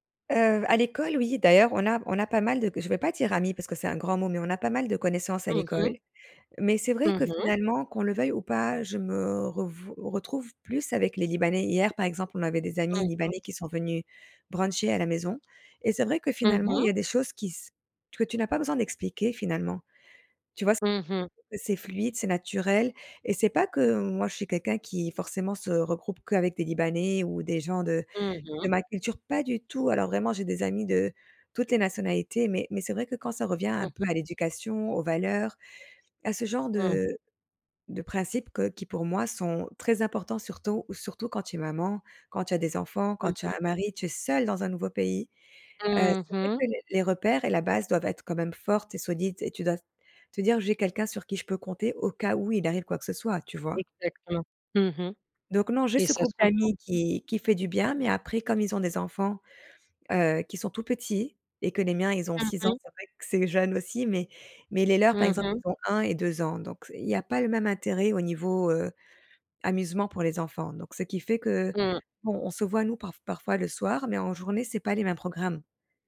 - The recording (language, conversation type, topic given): French, advice, Pourquoi est-ce que je me sens mal à l’aise avec la dynamique de groupe quand je sors avec mes amis ?
- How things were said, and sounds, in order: tapping